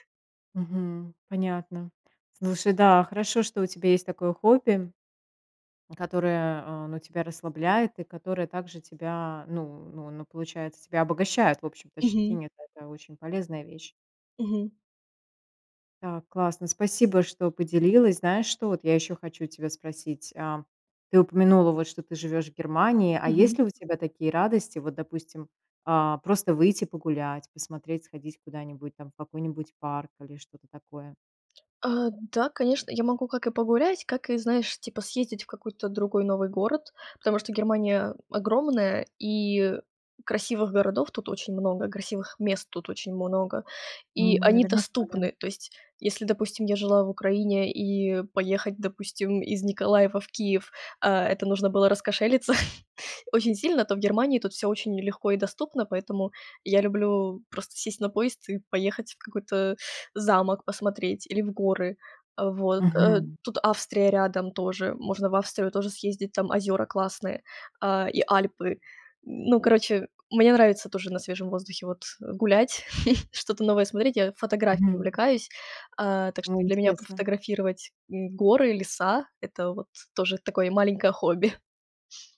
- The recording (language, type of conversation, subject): Russian, podcast, Что в обычном дне приносит тебе маленькую радость?
- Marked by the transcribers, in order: chuckle; chuckle